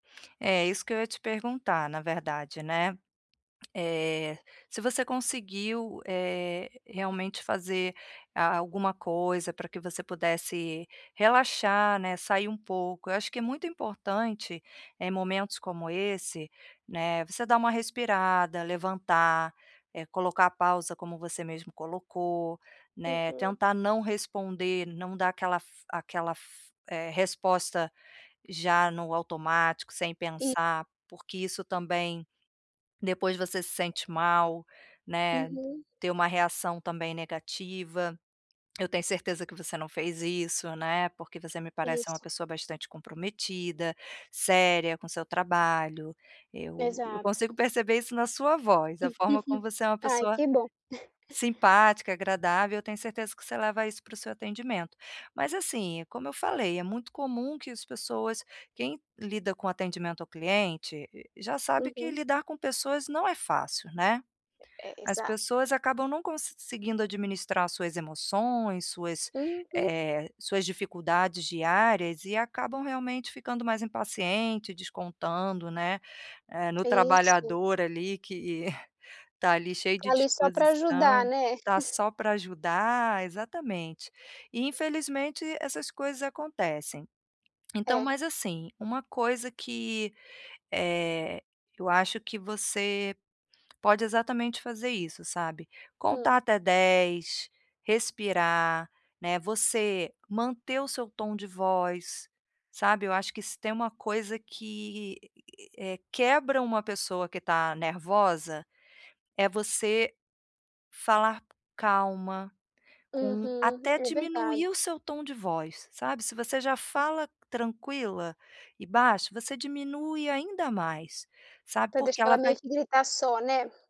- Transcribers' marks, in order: chuckle; chuckle; other background noise; chuckle; chuckle
- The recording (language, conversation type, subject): Portuguese, advice, Como posso evitar reagir a críticas destrutivas e seguir em frente?